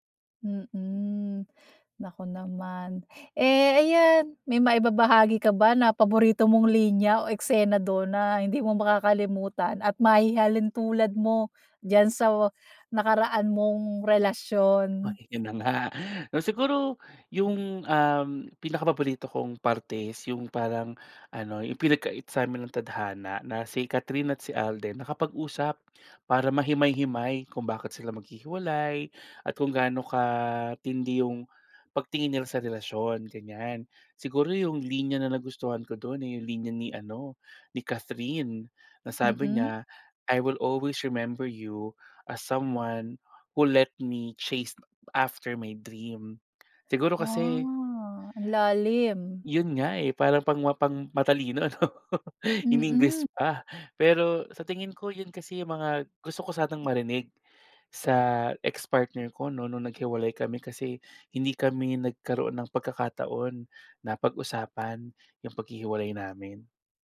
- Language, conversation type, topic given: Filipino, podcast, Ano ang paborito mong pelikula, at bakit ito tumatak sa’yo?
- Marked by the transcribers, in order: in English: "I will always remember you … after my dream"; laugh